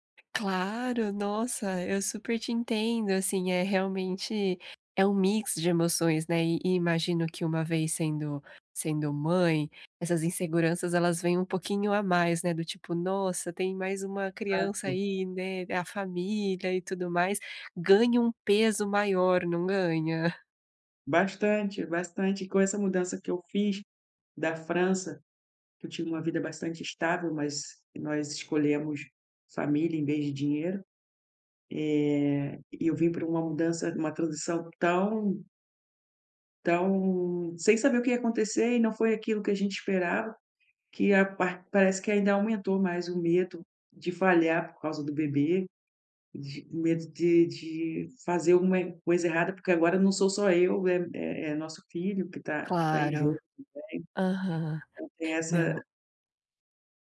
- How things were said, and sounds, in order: other background noise; chuckle
- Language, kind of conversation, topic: Portuguese, advice, Como posso lidar com o medo e a incerteza durante uma transição?